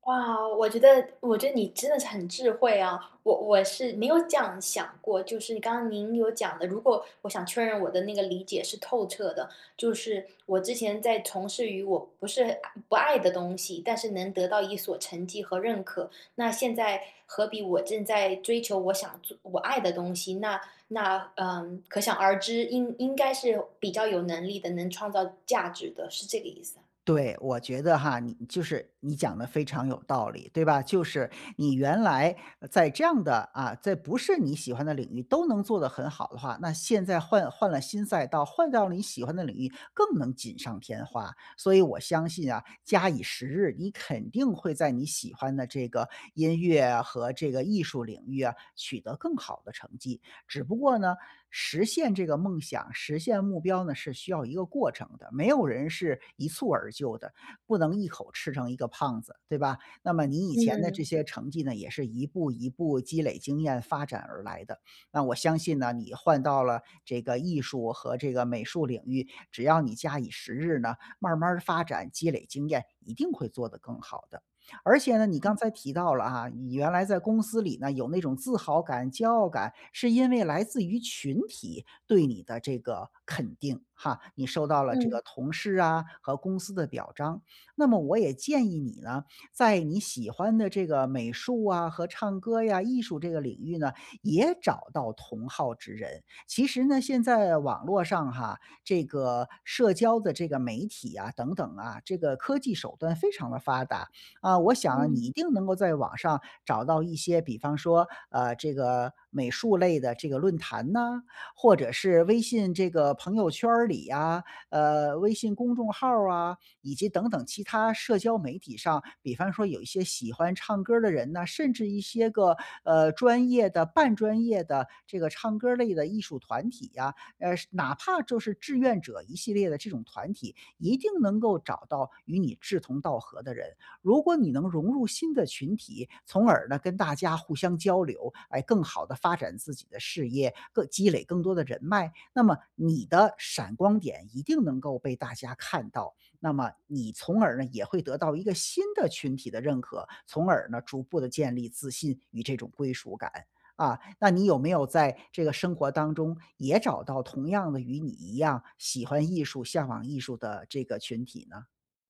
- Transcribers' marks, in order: "假以时日" said as "加以时日"; "假以时日" said as "加以时日"
- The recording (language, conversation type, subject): Chinese, advice, 我怎样才能重建自信并找到归属感？